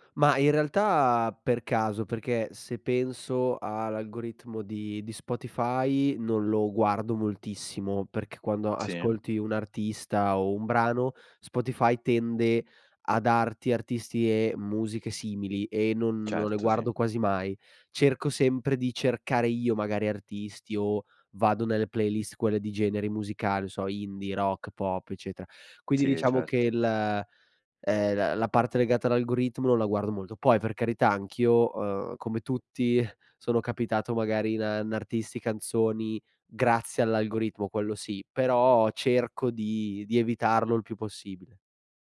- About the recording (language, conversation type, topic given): Italian, podcast, Come scopri di solito nuova musica?
- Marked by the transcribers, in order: none